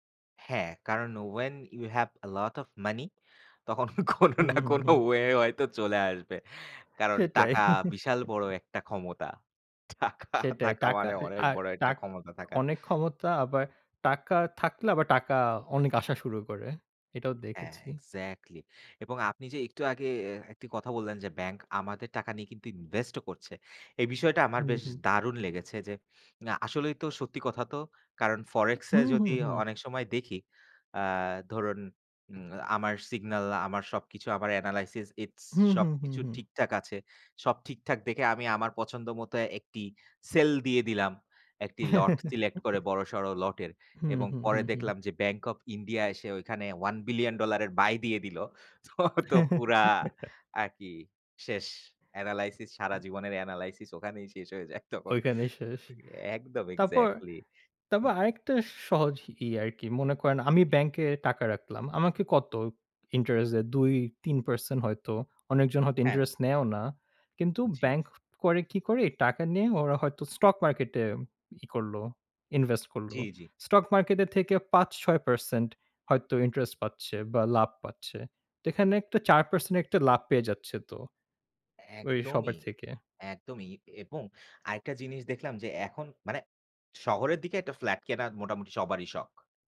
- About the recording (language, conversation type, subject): Bengali, unstructured, ব্যাংকের বিভিন্ন খরচ সম্পর্কে আপনার মতামত কী?
- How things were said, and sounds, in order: in English: "when you have a lot of money"; laughing while speaking: "তখন কোনো না কোনো ওয়ে হয়তো চলে আসবে"; chuckle; laughing while speaking: "টাকা থাকা মানে অনেক বড় একটা ক্ষমতা থাকা"; in English: "এনালাইসিস, ইটস"; chuckle; chuckle; laughing while speaking: "তো ঐতো"; laughing while speaking: "তখন"